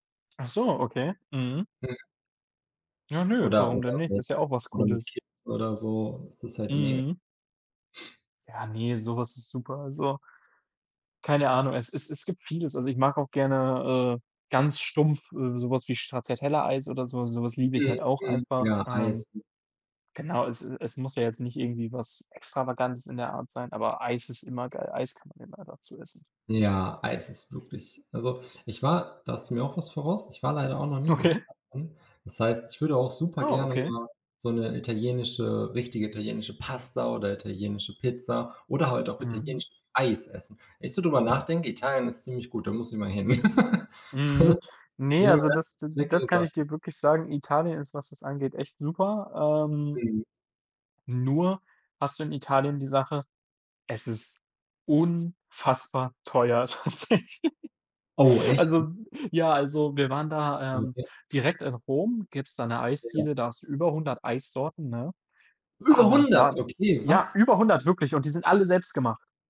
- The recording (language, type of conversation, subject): German, unstructured, Was ist dein Lieblingsessen und warum?
- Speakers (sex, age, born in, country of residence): male, 20-24, Germany, Germany; male, 30-34, Germany, Germany
- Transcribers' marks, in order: tapping; unintelligible speech; unintelligible speech; other background noise; laughing while speaking: "Okay"; chuckle; unintelligible speech; unintelligible speech; laughing while speaking: "tatsächlich"; unintelligible speech; unintelligible speech; surprised: "Über hundert, okay, was?"